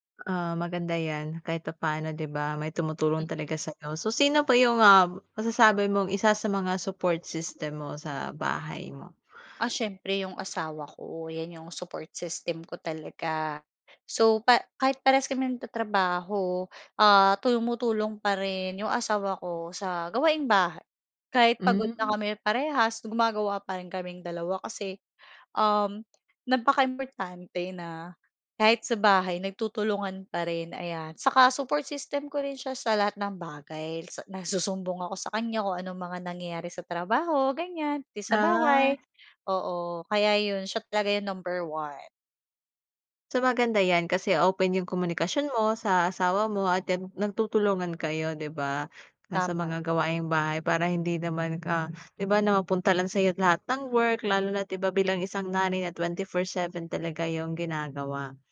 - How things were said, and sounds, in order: other background noise
- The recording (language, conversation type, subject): Filipino, podcast, Paano mo nababalanse ang trabaho at mga gawain sa bahay kapag pareho kang abala sa dalawa?